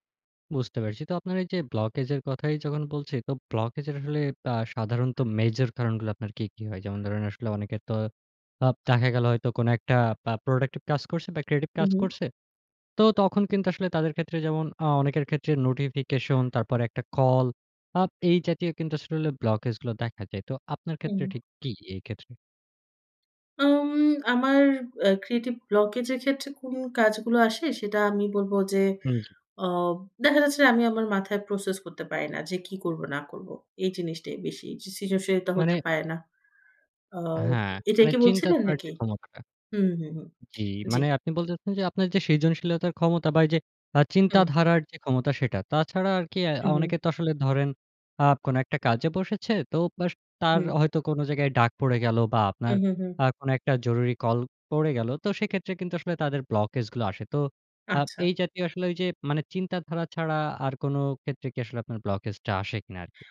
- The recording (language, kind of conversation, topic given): Bengali, podcast, কখনো সৃজনশীলতার জড়তা কাটাতে আপনি কী করেন?
- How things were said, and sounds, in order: other background noise; in English: "মেজর"; bird; in English: "প্রোডাক্টিভ"; in English: "ক্রিয়েটিভ"; tapping